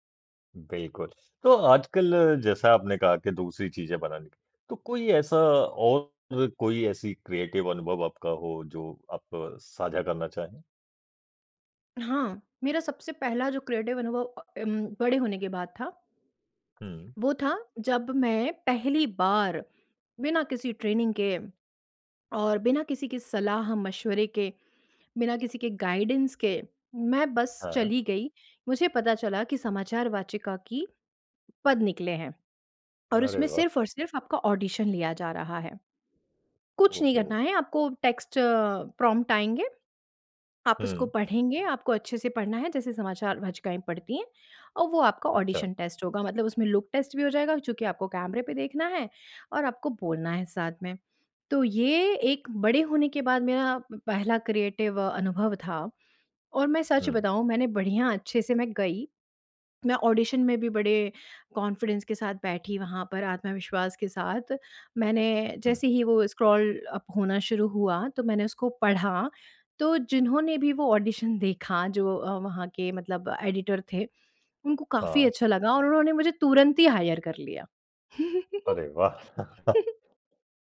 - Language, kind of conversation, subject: Hindi, podcast, आपका पहला यादगार रचनात्मक अनुभव क्या था?
- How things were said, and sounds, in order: in English: "क्रिएटिव"; in English: "क्रिएटिव"; in English: "ट्रेनिंग"; in English: "गाइडेंस"; in English: "ऑडिशन"; in English: "टेक्स्ट प्रॉम्प्ट"; in English: "ऑडिशन टेस्ट"; in English: "लुक टेस्ट"; in English: "क्रिएटिव"; in English: "ऑडिशन"; in English: "कॉन्फ़िडेंस"; in English: "स्क्रॉल अप"; in English: "ऑडिशन"; in English: "एडिटर"; in English: "हायर"; chuckle; giggle